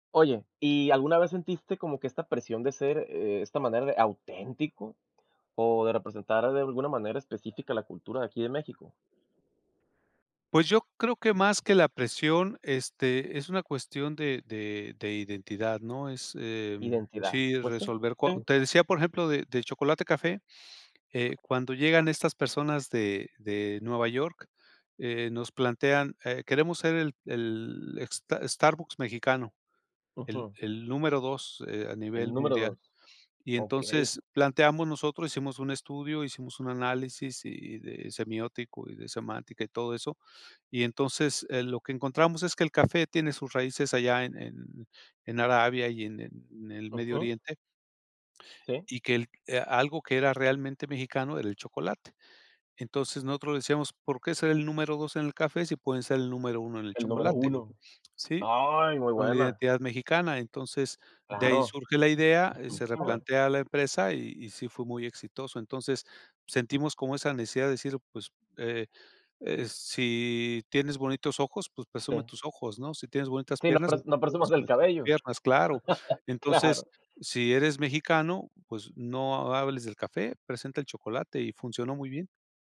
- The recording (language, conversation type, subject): Spanish, podcast, ¿Cómo influye tu identidad cultural en lo que creas?
- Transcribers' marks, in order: other background noise; tapping; laugh; laughing while speaking: "claro"